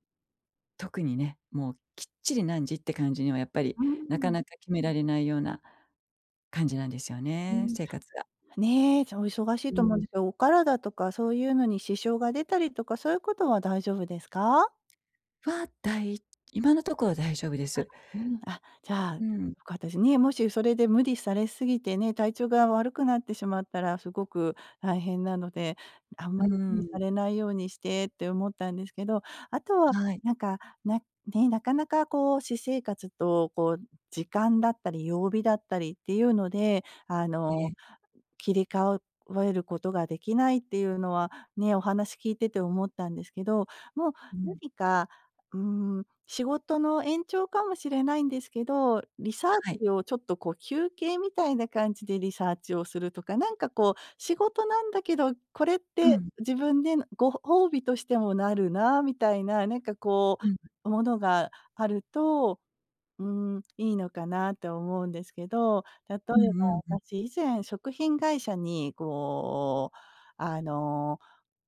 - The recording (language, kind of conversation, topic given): Japanese, advice, 仕事と私生活の境界を守るには、まず何から始めればよいですか？
- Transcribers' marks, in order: other noise